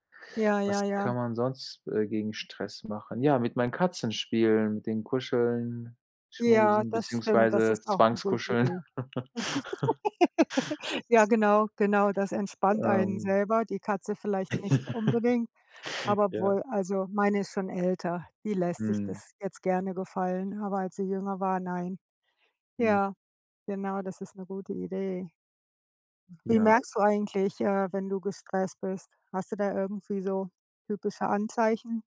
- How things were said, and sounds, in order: other background noise; laugh; chuckle; snort; chuckle
- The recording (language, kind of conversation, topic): German, unstructured, Was machst du, wenn du dich gestresst fühlst?